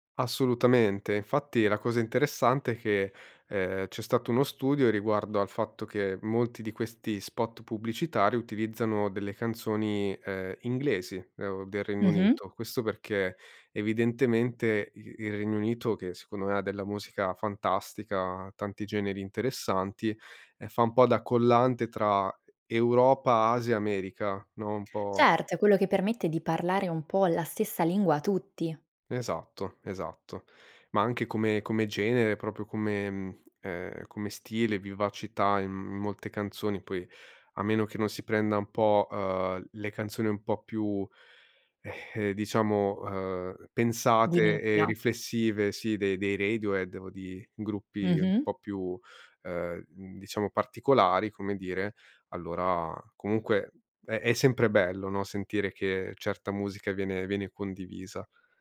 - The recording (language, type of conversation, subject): Italian, podcast, Che ruolo hanno gli amici nelle tue scoperte musicali?
- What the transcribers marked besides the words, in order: "proprio" said as "propio"; exhale